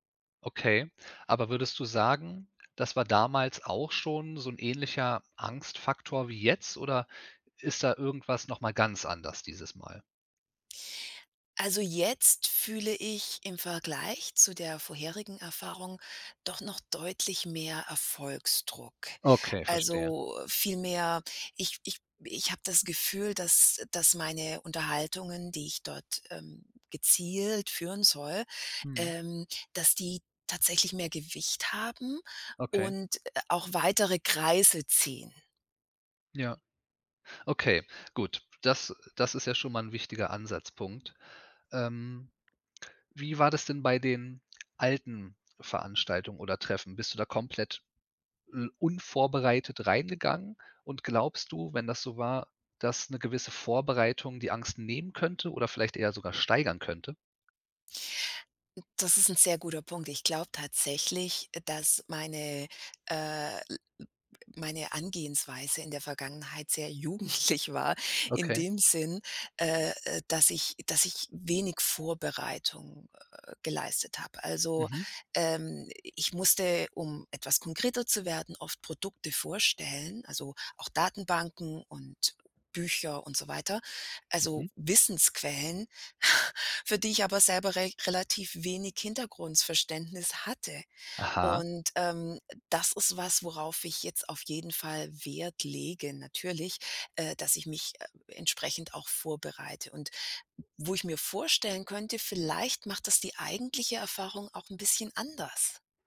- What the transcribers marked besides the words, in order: other background noise; tapping; other noise; "Herangehensweise" said as "Angehensweise"; laughing while speaking: "jugendlich war"; snort; "Hintergrundverständnis" said as "Hntergrundsverständnis"
- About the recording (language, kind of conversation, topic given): German, advice, Warum fällt es mir schwer, bei beruflichen Veranstaltungen zu netzwerken?